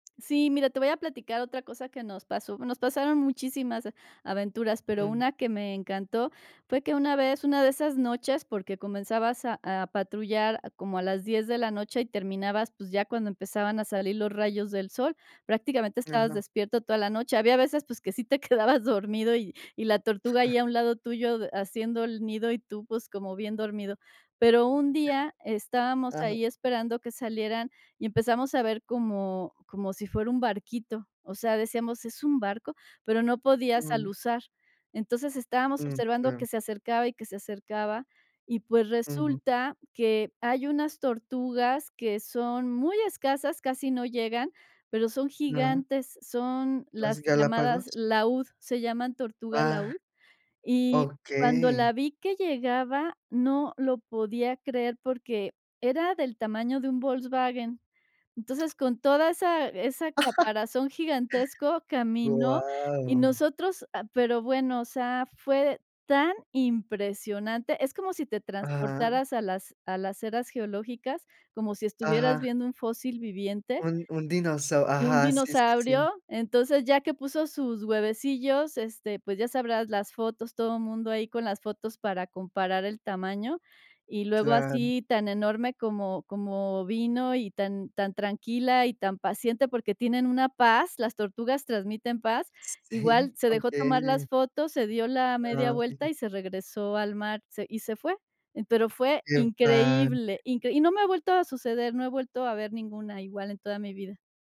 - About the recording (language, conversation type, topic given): Spanish, podcast, ¿Qué momento en la naturaleza te hizo sentir más agradecido?
- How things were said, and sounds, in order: laughing while speaking: "quedabas dormido"; tapping; chuckle; drawn out: "Guau"; stressed: "tan"; unintelligible speech; stressed: "increíble"; unintelligible speech